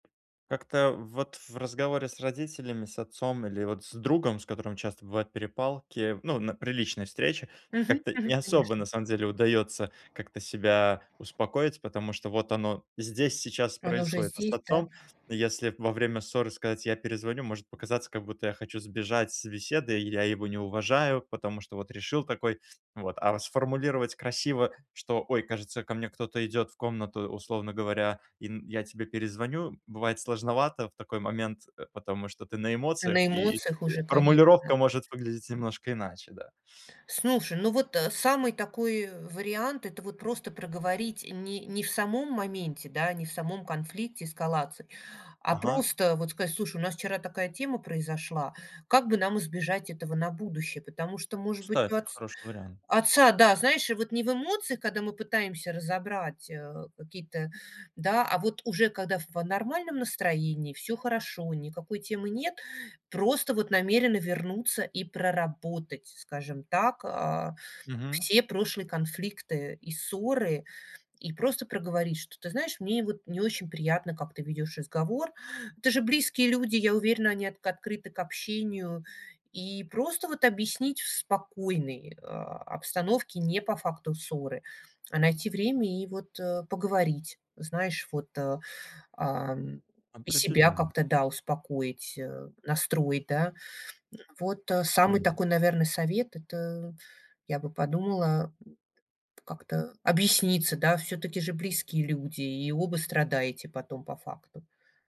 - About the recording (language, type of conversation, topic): Russian, advice, Как справиться с глубоким чувством вины и самокритикой после ссоры?
- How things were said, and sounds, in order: tapping; other background noise